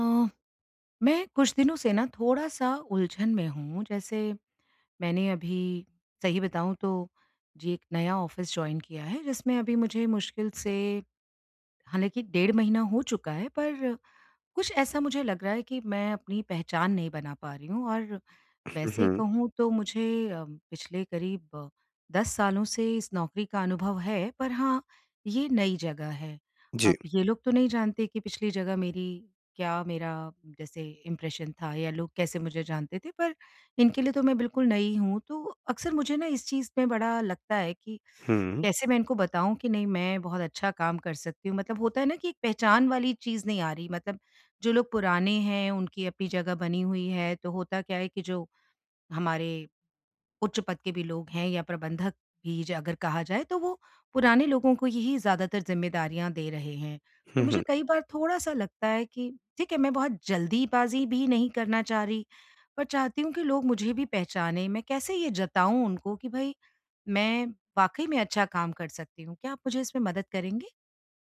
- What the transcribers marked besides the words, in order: in English: "जॉइन"; tapping; in English: "इम्प्रेशन"
- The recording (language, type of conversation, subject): Hindi, advice, मैं सहकर्मियों और प्रबंधकों के सामने अधिक प्रभावी कैसे दिखूँ?